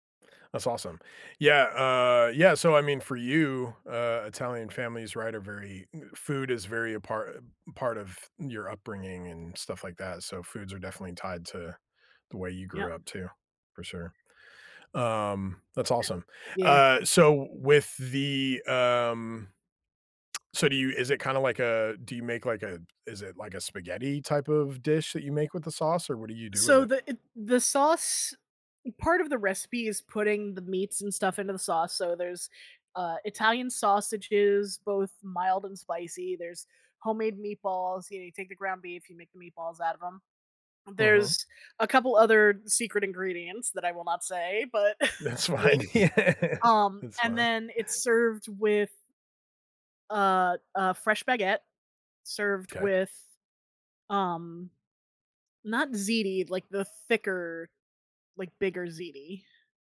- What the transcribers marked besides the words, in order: unintelligible speech; laughing while speaking: "That's fine"; chuckle
- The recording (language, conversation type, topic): English, unstructured, How can I recreate the foods that connect me to my childhood?